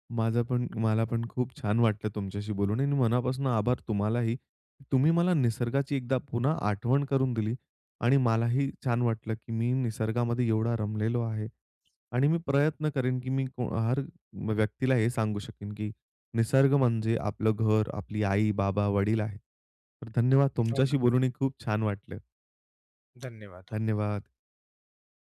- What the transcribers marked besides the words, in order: none
- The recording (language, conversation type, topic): Marathi, podcast, निसर्गाने वेळ आणि धैर्य यांचे महत्त्व कसे दाखवले, उदाहरण द्याल का?